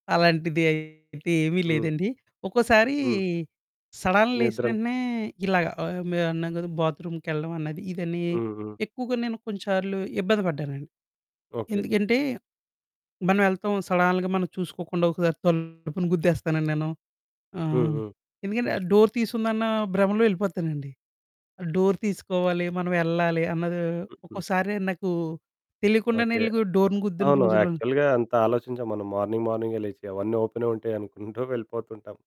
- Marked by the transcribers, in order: distorted speech; in English: "సడన్"; in English: "బాత్‌రూమ్‌కెళ్ళడం"; in English: "సడన్‌గా"; in English: "డోర్"; in English: "డోర్"; in English: "డోర్‌ని"; in English: "యాక్చువల్‌గా"; in English: "మార్నింగ్"
- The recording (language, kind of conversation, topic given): Telugu, podcast, ఉదయం త్వరగా, చురుకుగా లేచేందుకు మీరు ఏమి చేస్తారు?